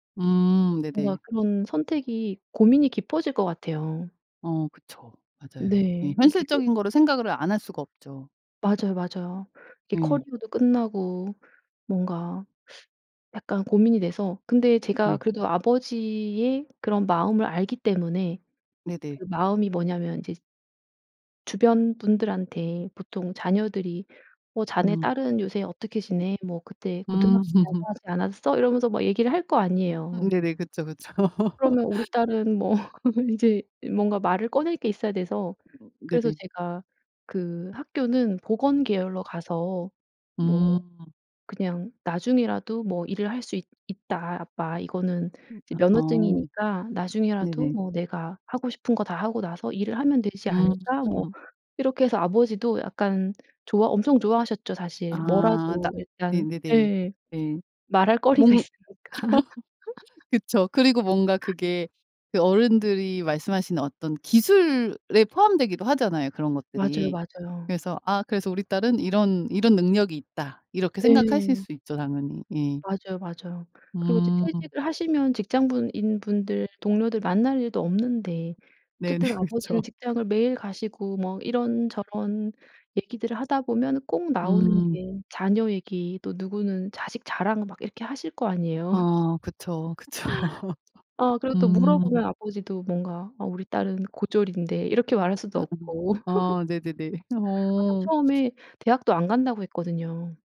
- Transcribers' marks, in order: other background noise; tapping; teeth sucking; laugh; laugh; laughing while speaking: "뭐 이제"; other noise; laugh; laughing while speaking: "거리가 있으니까"; laugh; laughing while speaking: "네네. 그쵸"; laugh; laughing while speaking: "그쵸"; laugh
- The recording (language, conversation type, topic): Korean, podcast, 가족이 원하는 직업과 내가 하고 싶은 일이 다를 때 어떻게 해야 할까?